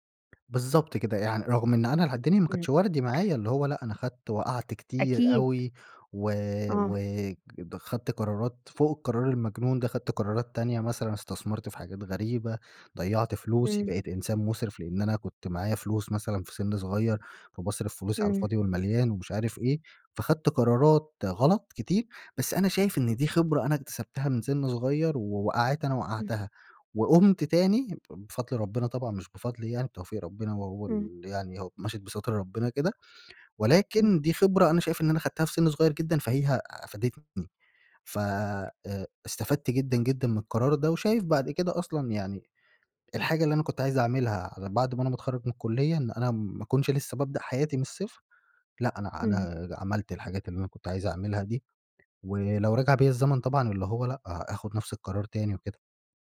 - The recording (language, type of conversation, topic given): Arabic, podcast, إزاي بتتعامل مع ضغط العيلة على قراراتك؟
- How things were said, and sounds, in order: tapping